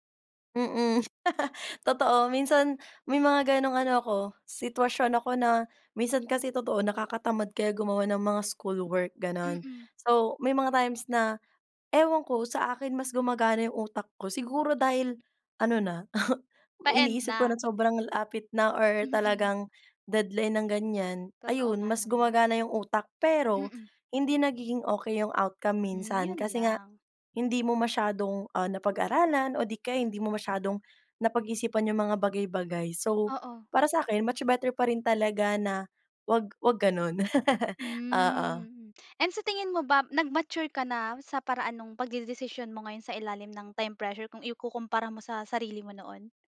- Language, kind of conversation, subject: Filipino, podcast, Ano ang epekto ng presyur ng oras sa iyong pagdedesisyon?
- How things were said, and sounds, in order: laugh; snort; laugh